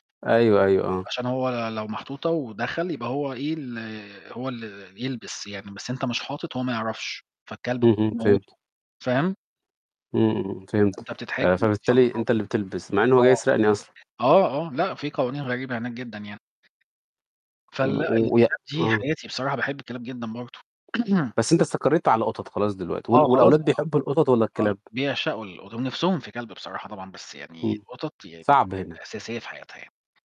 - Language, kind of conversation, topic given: Arabic, unstructured, إيه النصيحة اللي تديها لحد عايز يربي حيوان أليف لأول مرة؟
- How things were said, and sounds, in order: unintelligible speech; distorted speech; static; throat clearing